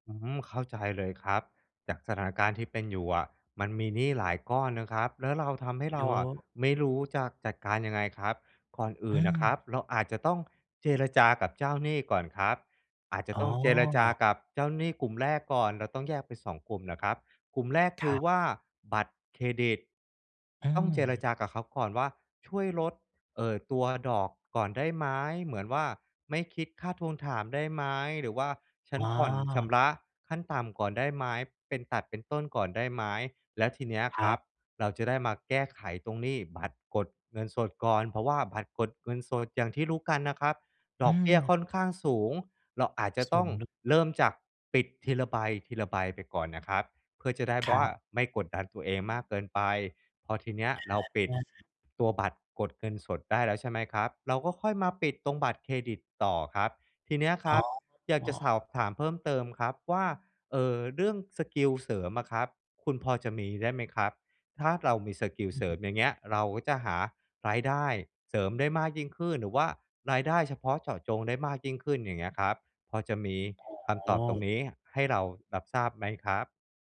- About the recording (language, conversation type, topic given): Thai, advice, ฉันควรจัดงบรายเดือนอย่างไรเพื่อให้ลดหนี้ได้อย่างต่อเนื่อง?
- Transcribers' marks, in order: other background noise